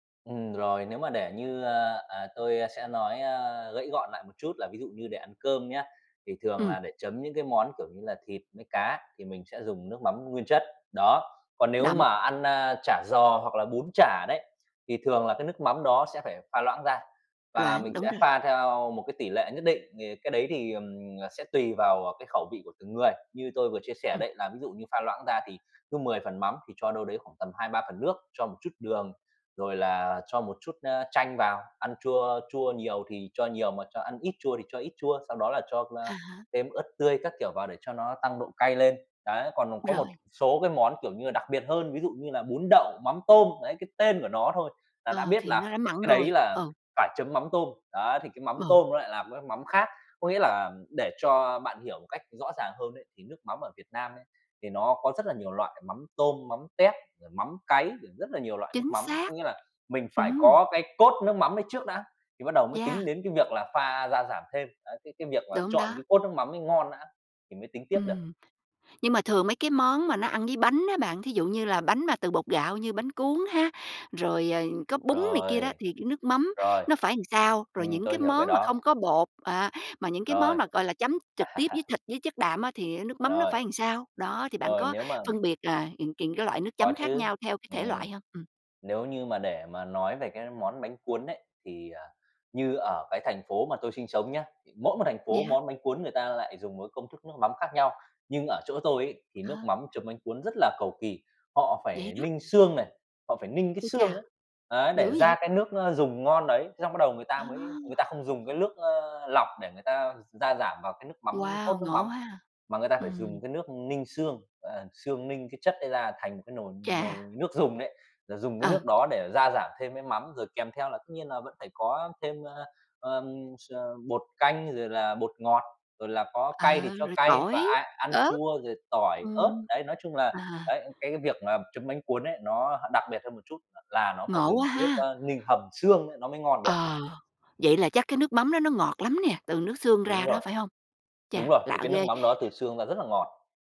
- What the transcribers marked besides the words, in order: tapping; other background noise; "đã" said as "lã"; laugh; "nước" said as "lước"
- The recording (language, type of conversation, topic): Vietnamese, podcast, Bạn có bí quyết nào để pha nước chấm thật ngon không?